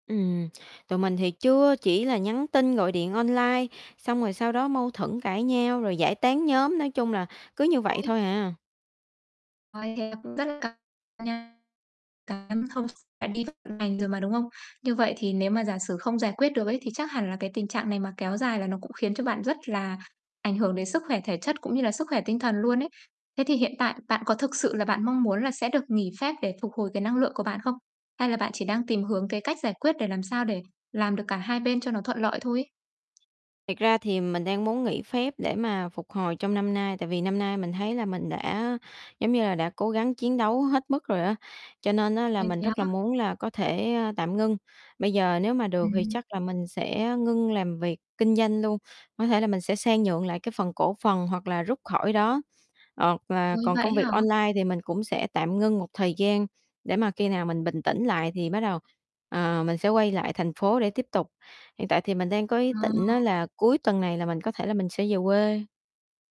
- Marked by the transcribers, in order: static; distorted speech; unintelligible speech; tapping; other background noise; "hoặc" said as "ọc"
- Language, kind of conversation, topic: Vietnamese, advice, Làm sao để nghỉ phép mà tôi thực sự phục hồi năng lượng?